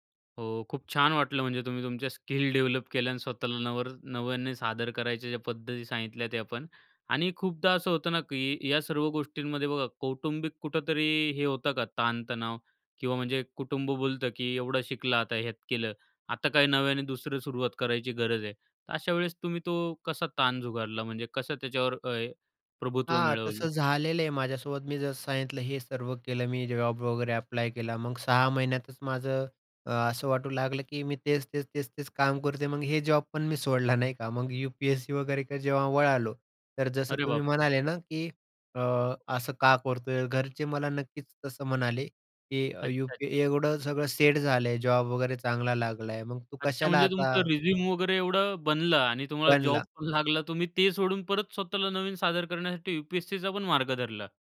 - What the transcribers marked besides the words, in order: in English: "डेव्हलप"; other background noise; in English: "अप्लाय"
- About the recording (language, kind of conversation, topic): Marathi, podcast, स्वतःला नव्या पद्धतीने मांडायला तुम्ही कुठून आणि कशी सुरुवात करता?